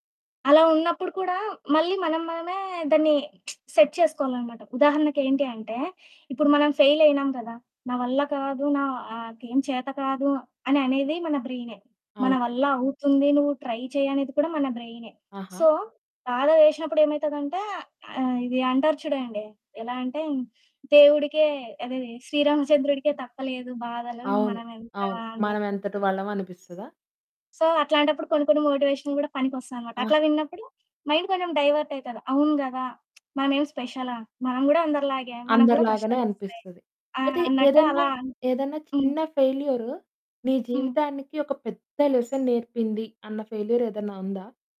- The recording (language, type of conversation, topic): Telugu, podcast, విఫలాన్ని వ్యక్తిగతంగా తీసుకోకుండా చూసేందుకు మీరు కొన్ని సూచనలు చెప్పగలరా?
- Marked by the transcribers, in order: lip smack; in English: "సెట్"; in English: "ఫెయిల్"; in English: "ట్రై"; in English: "సో"; in English: "సో"; in English: "మోటివేషన్"; other background noise; in English: "మైండ్"; in English: "డైవర్ట్"; lip smack; stressed: "పెద్ద"; in English: "లెసన్"; in English: "ఫెయిల్యూర్"